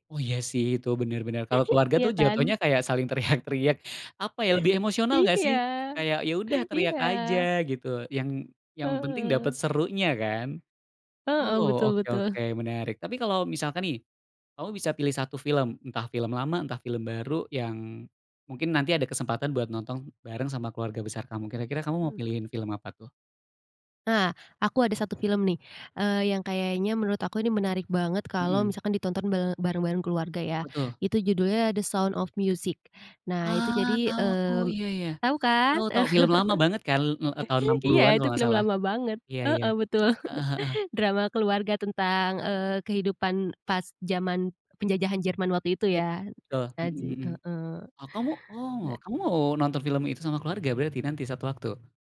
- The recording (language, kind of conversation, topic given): Indonesian, podcast, Apa kenanganmu saat menonton bersama keluarga di rumah?
- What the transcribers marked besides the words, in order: chuckle; laughing while speaking: "teriak-teriak"; other background noise; chuckle; chuckle; other street noise